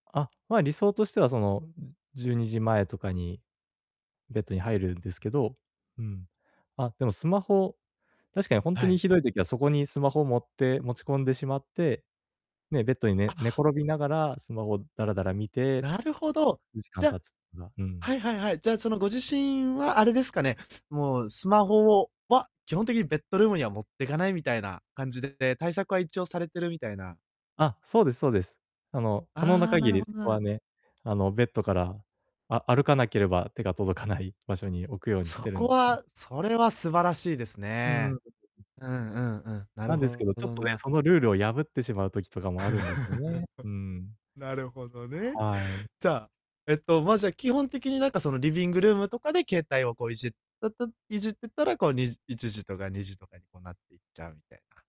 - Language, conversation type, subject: Japanese, advice, 毎晩就寝時間を同じに保つにはどうすればよいですか？
- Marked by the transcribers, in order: distorted speech; unintelligible speech; chuckle; other background noise